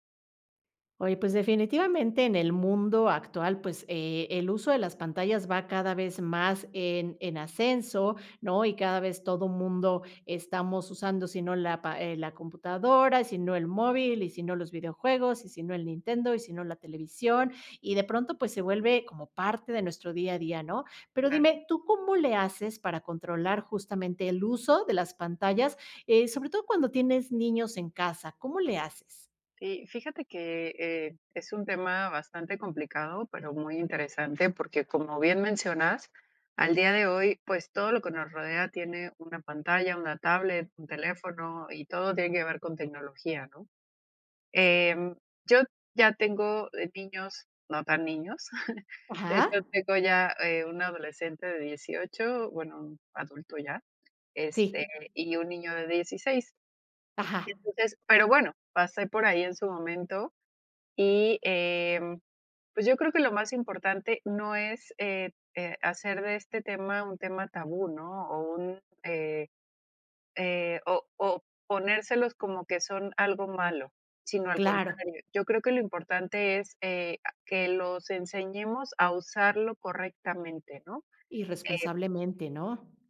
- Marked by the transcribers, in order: other background noise; chuckle; tapping
- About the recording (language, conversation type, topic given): Spanish, podcast, ¿Cómo controlas el uso de pantallas con niños en casa?